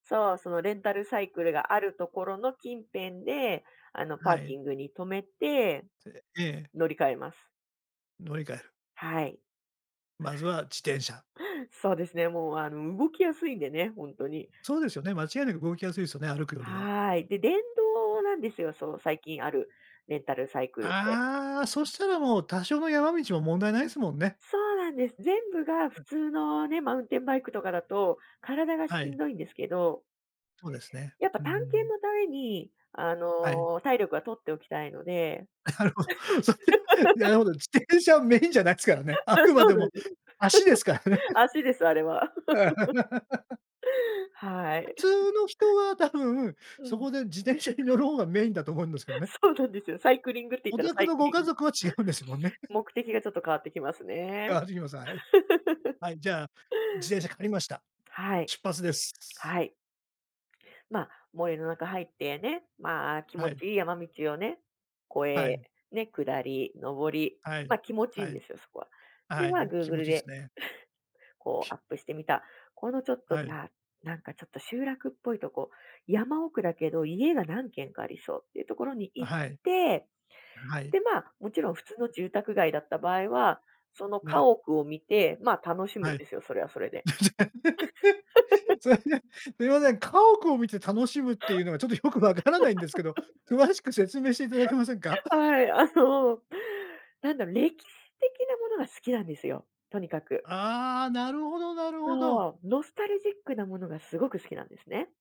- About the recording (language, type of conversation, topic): Japanese, podcast, 山と海では、どちらの冒険がお好きですか？その理由も教えてください。
- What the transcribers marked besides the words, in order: unintelligible speech; laughing while speaking: "それ"; laugh; laughing while speaking: "足ですからね"; laugh; laughing while speaking: "そうなんですよ"; laughing while speaking: "違うんですもんね"; laugh; laugh; laugh; laugh; laughing while speaking: "よくわからないんですけど"; laugh; laughing while speaking: "はい、あの"; laugh